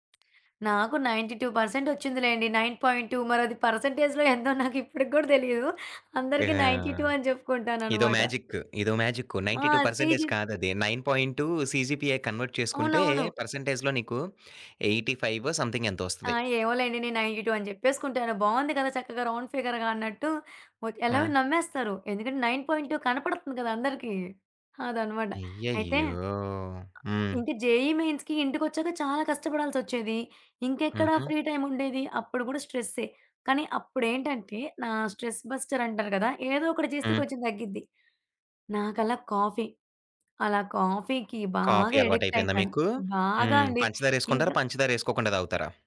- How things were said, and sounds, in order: tapping; in English: "నైన్టీ టూ పర్సంట్"; in English: "నైన్ పాయింట్ టూ"; in English: "పర్సంటేజ్‌లో"; in English: "నైన్టీ టూ"; in English: "మ్యాజిక్"; in English: "నైన్టీ టూ పర్సంటేజ్"; in English: "సీజీ"; in English: "నైన్ పాయింట్ టూ సీజీపీఏ కన్వర్ట్"; in English: "పర్సంటేజ్‌లో"; in English: "సంథింగ్"; other background noise; in English: "నైన్టీ టూ"; in English: "రౌండ్ ఫిగర్‌గా"; in English: "నైన్ పాయింట్ టూ"; in English: "జేఈఈ మెయిన్స్‌కి"; in English: "ఫ్రీ టైమ్"; in English: "స్ట్రెస్ బస్టర్"; in English: "అడిక్ట్"
- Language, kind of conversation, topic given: Telugu, podcast, బర్నౌట్ వచ్చినప్పుడు మీరు ఏమి చేశారు?